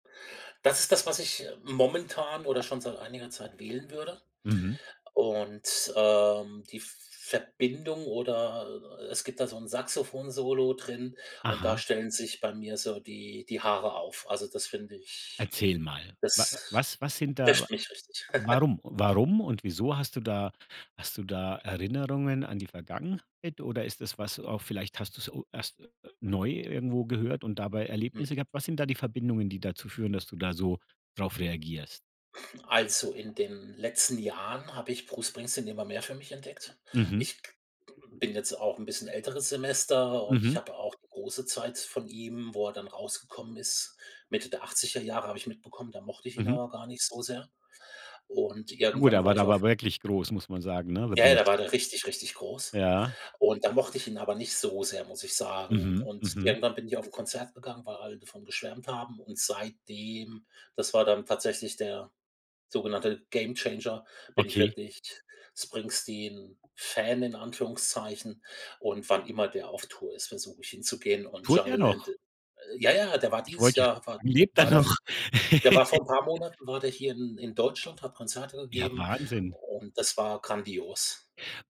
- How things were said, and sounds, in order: other background noise; chuckle; tapping; unintelligible speech; in English: "Gamechanger"; unintelligible speech; laughing while speaking: "noch?"; giggle
- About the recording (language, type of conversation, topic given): German, podcast, Sag mal, welches Lied ist dein absolutes Lieblingslied?